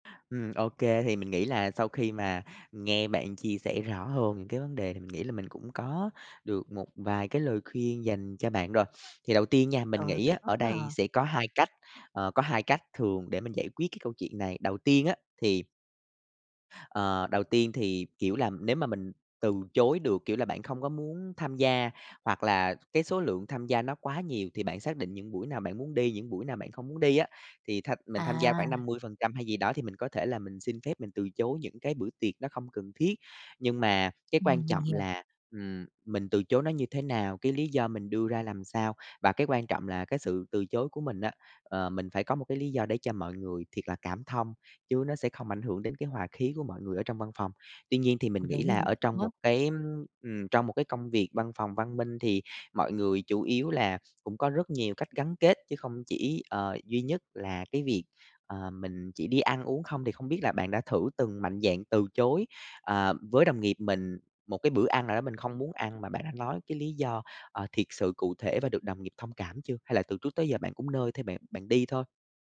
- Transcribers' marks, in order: tapping; other background noise
- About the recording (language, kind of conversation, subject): Vietnamese, advice, Làm sao để chọn món ăn lành mạnh khi ăn ngoài với đồng nghiệp mà không bị ngại?